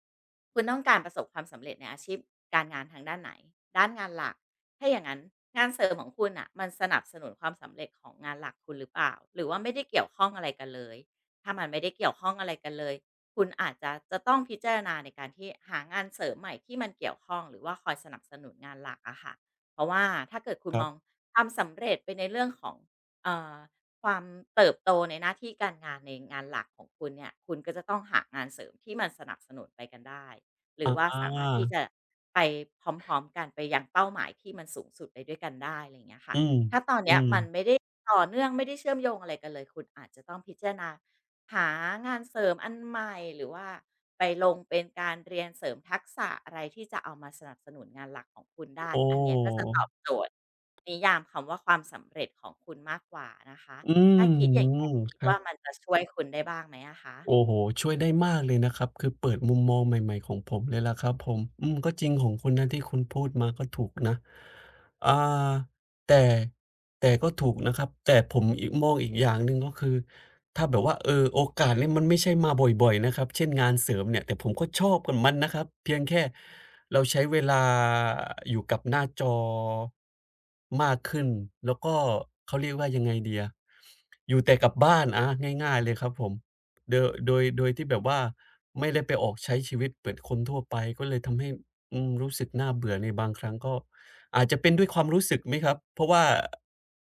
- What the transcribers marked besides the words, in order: other background noise; drawn out: "โอ้"; drawn out: "อืม"; tapping; drawn out: "เวลา"; drawn out: "จอ"
- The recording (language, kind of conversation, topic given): Thai, advice, จะหาคุณค่าในกิจวัตรประจำวันซ้ำซากและน่าเบื่อได้อย่างไร